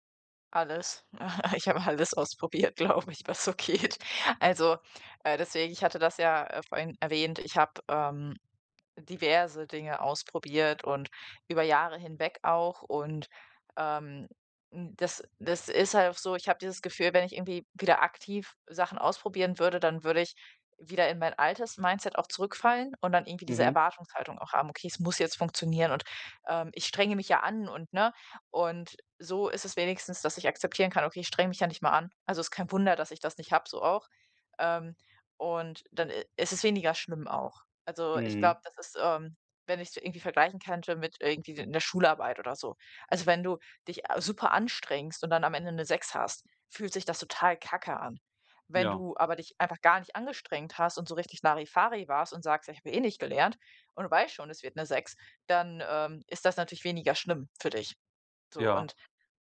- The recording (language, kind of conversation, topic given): German, advice, Wie kann ich in einer neuen Stadt Freundschaften aufbauen, wenn mir das schwerfällt?
- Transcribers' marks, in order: laughing while speaking: "Ich habe alles ausprobiert, glaube ich, was so geht"; in English: "Mindset"; stressed: "muss"